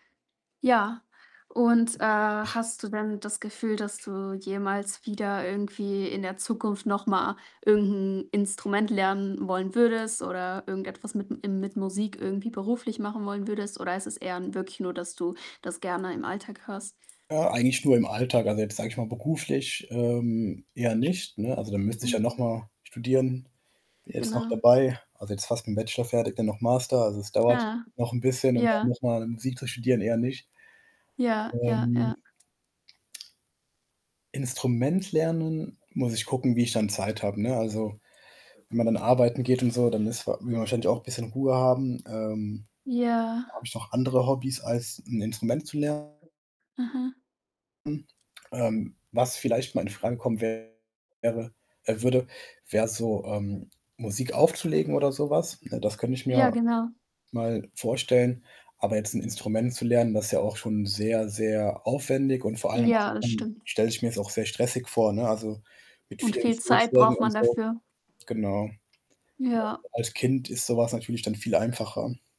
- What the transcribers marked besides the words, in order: distorted speech; other background noise; static; unintelligible speech; unintelligible speech; unintelligible speech; unintelligible speech
- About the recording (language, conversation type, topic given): German, podcast, Welche Rolle spielt Musik in deinem Alltag?
- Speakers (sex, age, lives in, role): female, 20-24, Germany, host; male, 25-29, Germany, guest